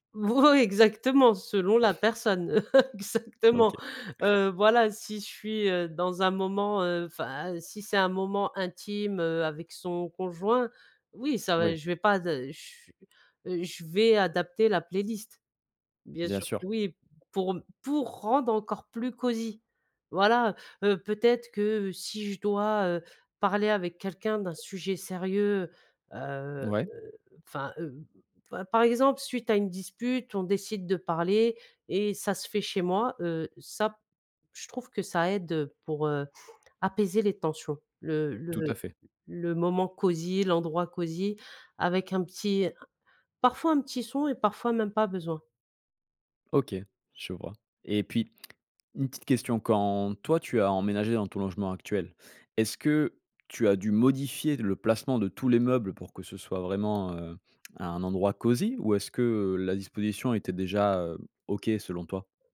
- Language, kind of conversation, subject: French, podcast, Comment créer une ambiance cosy chez toi ?
- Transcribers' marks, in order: laughing while speaking: "Moui, exactement selon la personne exactement"; chuckle; tapping